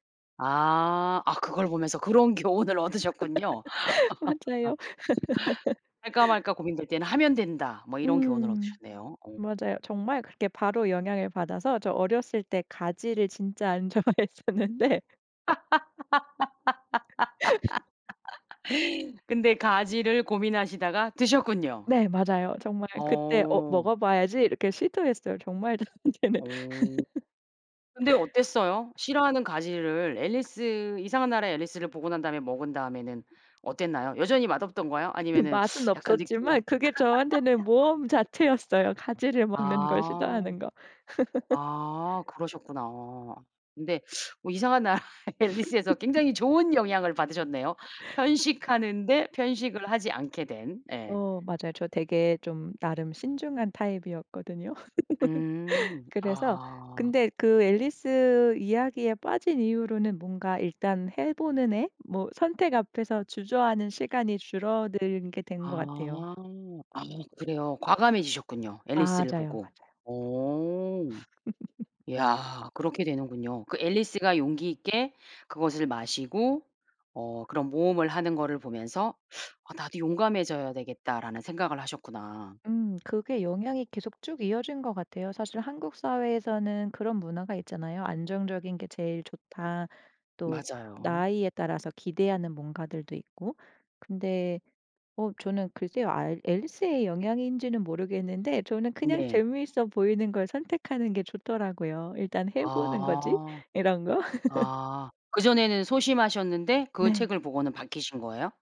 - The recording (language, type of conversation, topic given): Korean, podcast, 좋아하는 이야기가 당신에게 어떤 영향을 미쳤나요?
- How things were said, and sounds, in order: laughing while speaking: "교훈을 얻으셨군요"; laugh; laughing while speaking: "좋아했었는데"; laugh; laughing while speaking: "저한테는"; laugh; other background noise; laugh; laugh; laughing while speaking: "나라의"; laugh; laugh; tapping; laugh; laugh